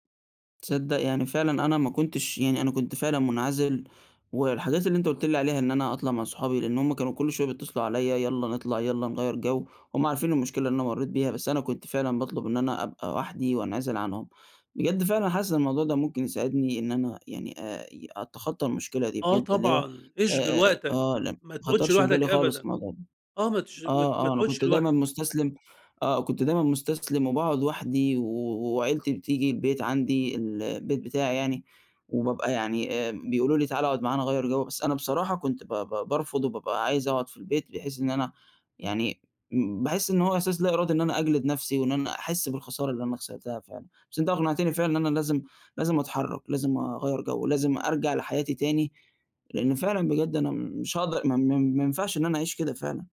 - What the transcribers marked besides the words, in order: tapping
- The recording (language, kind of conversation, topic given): Arabic, advice, إزاي أقدر أتعافى عاطفيًا بعد الانفصال اللي كسرني وخلّاني أفقد أحلامي؟